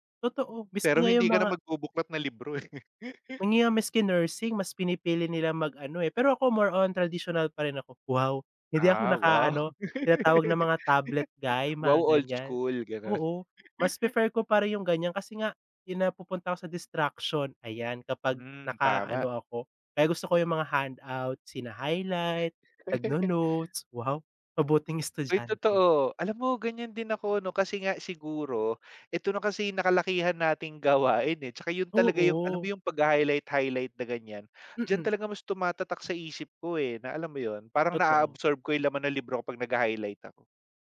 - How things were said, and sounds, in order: laugh; laugh; laugh
- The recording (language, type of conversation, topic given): Filipino, unstructured, Paano mo ginagamit ang teknolohiya sa pang-araw-araw na buhay?